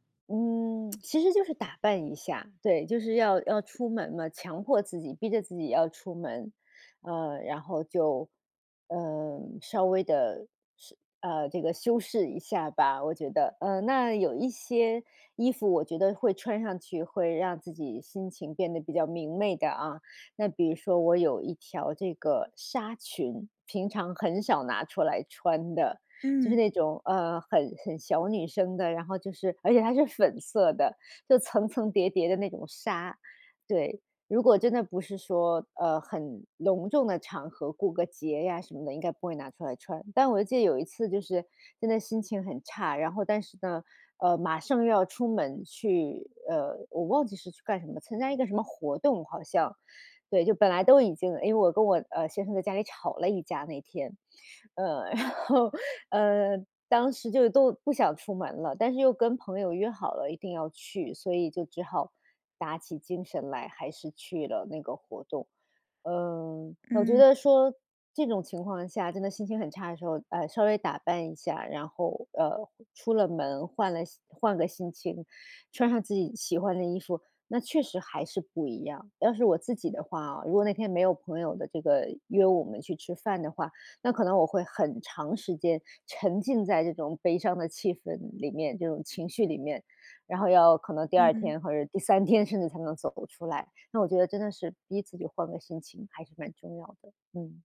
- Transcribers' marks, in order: lip smack; laughing while speaking: "然后"; other background noise
- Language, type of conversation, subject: Chinese, podcast, 当你心情不好时会怎么穿衣服？